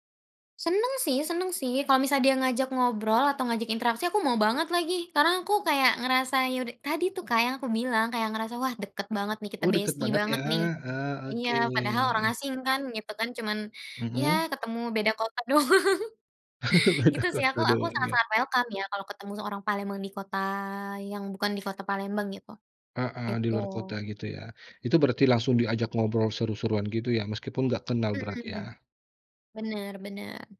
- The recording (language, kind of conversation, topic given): Indonesian, podcast, Bagaimana caramu menjaga bahasa daerah agar tetap hidup?
- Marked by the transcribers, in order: laugh; laughing while speaking: "doang"; laughing while speaking: "Beda kota doang ya"; laugh; in English: "welcome"